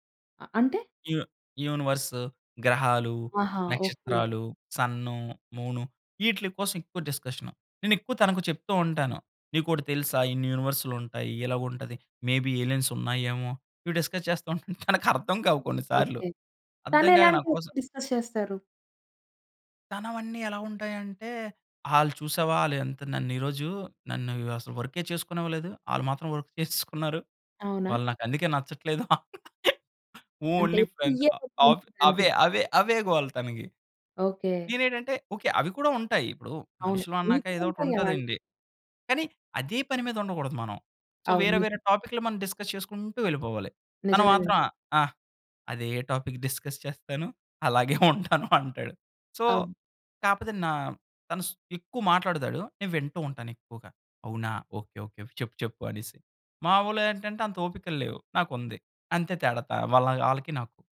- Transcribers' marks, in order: in English: "యూ యూనివర్స్"; in English: "మే బీ ఎలియన్స్"; in English: "డిస్కస్"; giggle; in English: "డిస్కస్"; in English: "వర్క్"; giggle; in English: "ఓన్లీ ఫ్రెండ్"; unintelligible speech; in English: "సో"; in English: "డిస్కస్"; in English: "టాపిక్ డిస్కస్"; giggle; in English: "సో"
- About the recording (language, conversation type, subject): Telugu, podcast, స్థానికులతో స్నేహం ఎలా మొదలైంది?